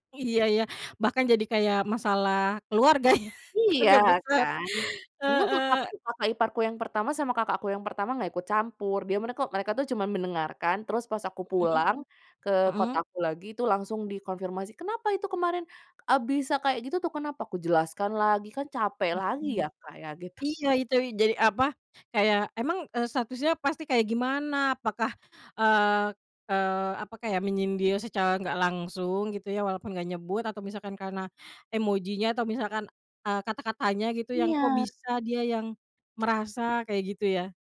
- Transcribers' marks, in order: laughing while speaking: "ya, keluarga besar"; other background noise
- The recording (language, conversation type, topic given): Indonesian, podcast, Pernah nggak ada salah paham karena obrolan di grup chat keluarga, dan bagaimana kamu menyelesaikannya?